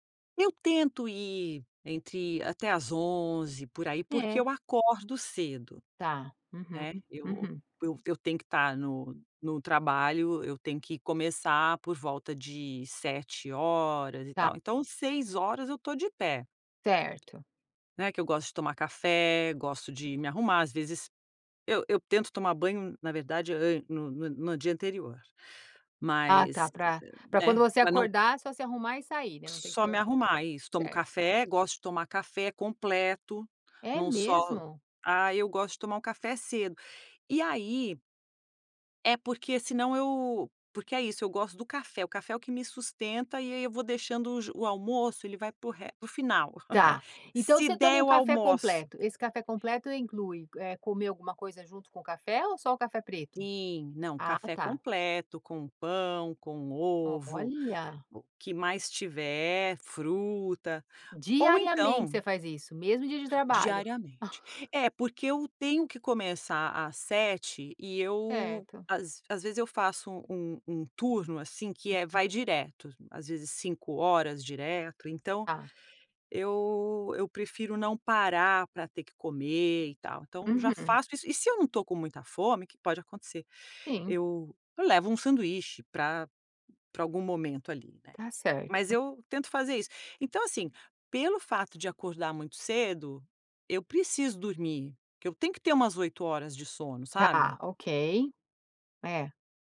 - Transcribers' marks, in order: giggle; chuckle; other background noise
- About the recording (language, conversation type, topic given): Portuguese, podcast, O que você costuma fazer quando não consegue dormir?